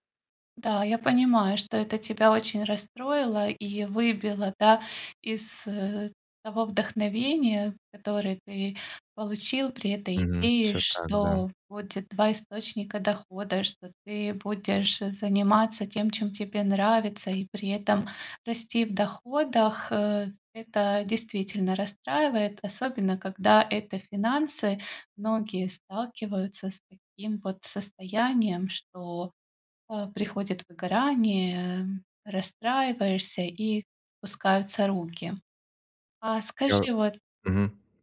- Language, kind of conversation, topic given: Russian, advice, Как согласовать мои большие ожидания с реальными возможностями, не доводя себя до эмоционального выгорания?
- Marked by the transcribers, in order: none